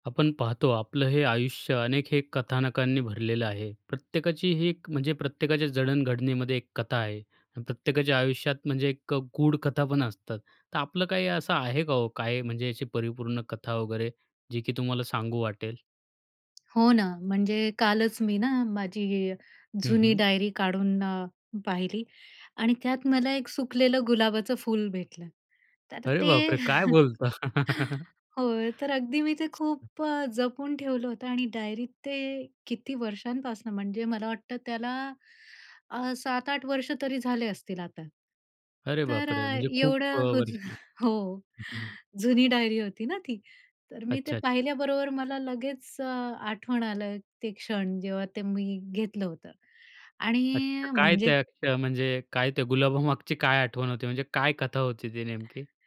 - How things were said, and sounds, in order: tapping; surprised: "अरे बापरे! काय बोलता?"; chuckle; laugh; other background noise; chuckle; laughing while speaking: "गुलाबामागची"
- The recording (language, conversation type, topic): Marathi, podcast, साध्या आयुष्यातील प्रसंगांतून तुम्ही कथा कशी शोधता?